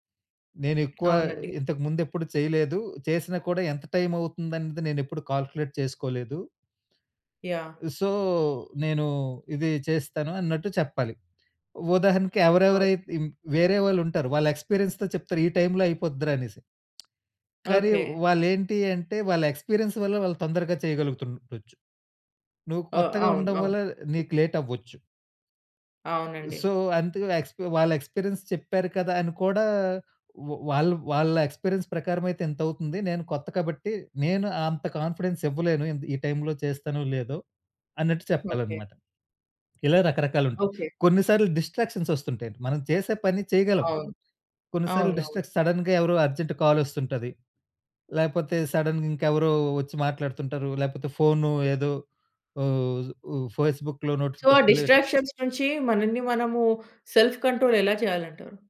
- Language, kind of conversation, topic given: Telugu, podcast, ఒత్తిడిని మీరు ఎలా ఎదుర్కొంటారు?
- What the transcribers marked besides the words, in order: tapping; in English: "కాలుక్యులేట్"; in English: "సో"; horn; in English: "ఎక్స్‌పీ‌రియన్స్‌తో"; in English: "ఎక్స్‌పీ‌రియన్స్"; in English: "లేట్"; in English: "సో"; in English: "ఎక్స్"; in English: "ఎక్స్‌పిరియన్స్"; in English: "ఎక్స్‌పిరియన్స్"; in English: "కాన్ఫిడెన్స్"; in English: "టైమ్‌లో"; swallow; in English: "డిస్‌స్ట్రా‌క్షన్స్"; in English: "డిస్టక్స్ సడెన్‌గా"; in English: "అర్జెంట్ కాల్"; in English: "సడెన్"; other noise; in English: "ఫేస్‌బుక్‌లో"; in English: "సో డిస్ట్రాక్షన్స్"; in English: "సెల్ఫ్ కంట్రోల్"